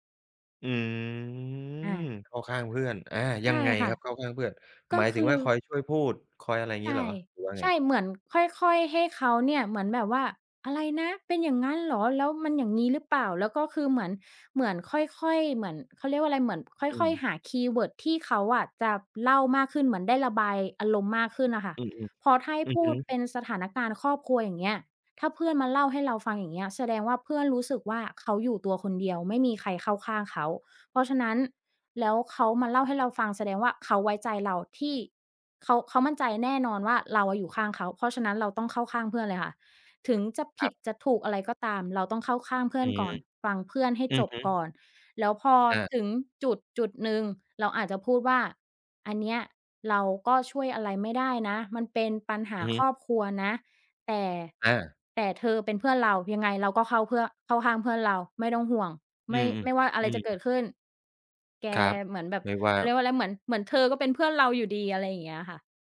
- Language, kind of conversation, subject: Thai, podcast, ทำอย่างไรจะเป็นเพื่อนที่รับฟังได้ดีขึ้น?
- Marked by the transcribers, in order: drawn out: "อืม"; other noise